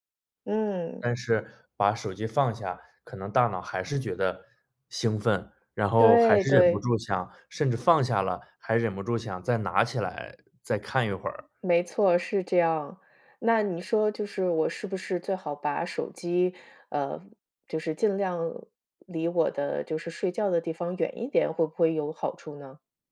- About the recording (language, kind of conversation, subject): Chinese, advice, 为什么我很难坚持早睡早起的作息？
- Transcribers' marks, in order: none